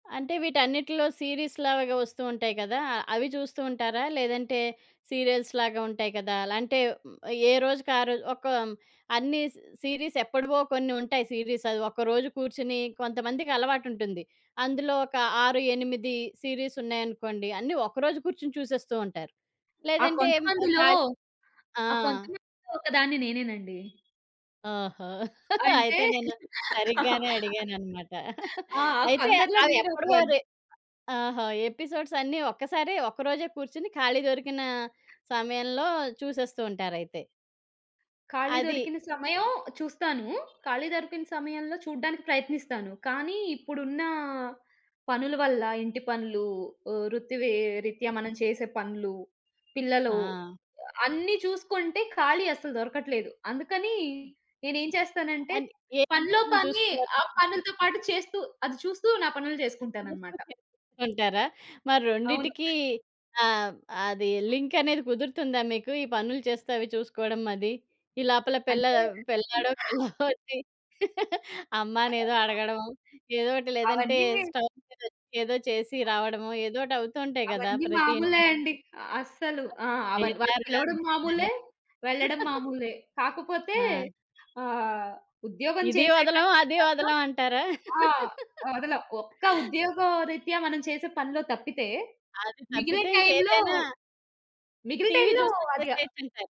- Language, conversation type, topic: Telugu, podcast, సీరీస్‌లను వరుసగా చూస్తూ ఉండడం నీ జీవితాన్ని ఎలా మార్చింది?
- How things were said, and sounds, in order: in English: "సీరీస్"; in English: "సీరియల్స్"; in English: "సీ సీరీస్"; in English: "సీరీస్"; horn; laughing while speaking: "అయితే నేను సరిగ్గానే అడిగానన్నమాట"; chuckle; in English: "ఎపిసోడ్స్"; other background noise; unintelligible speech; unintelligible speech; chuckle; in English: "స్టవ్"; chuckle; chuckle